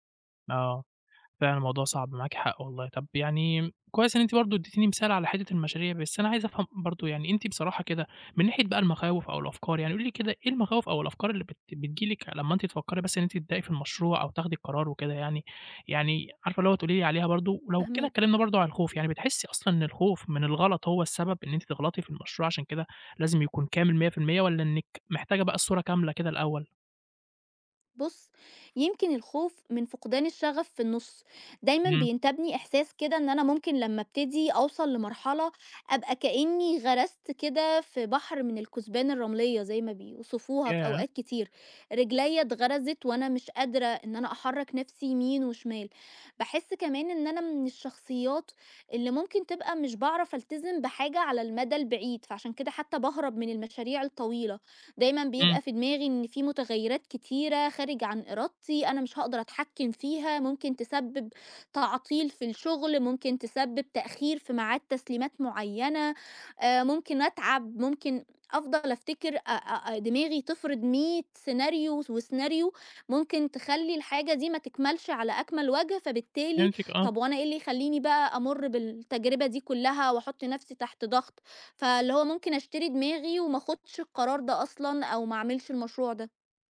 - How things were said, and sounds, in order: none
- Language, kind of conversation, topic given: Arabic, advice, إزاي الكمالية بتعطّلك إنك تبدأ مشاريعك أو تاخد قرارات؟